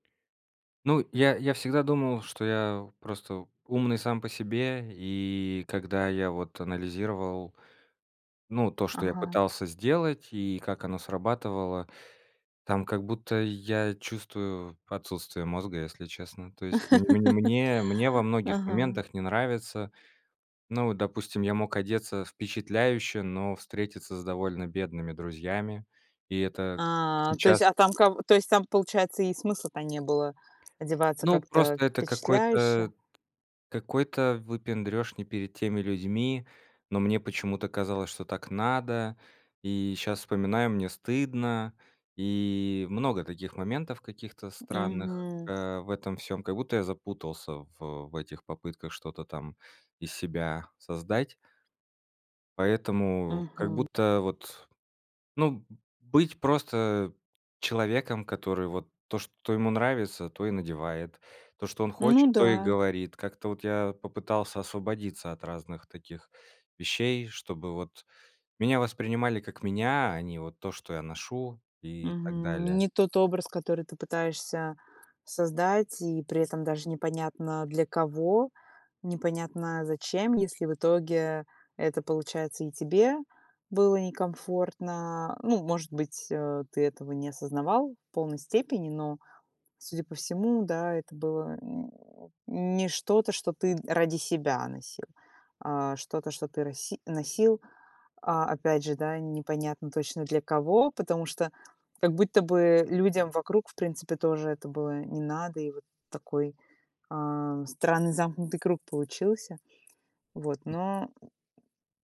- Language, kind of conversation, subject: Russian, podcast, Что для тебя важнее: комфорт или эффектный вид?
- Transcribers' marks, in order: tapping; other background noise; alarm; laugh; grunt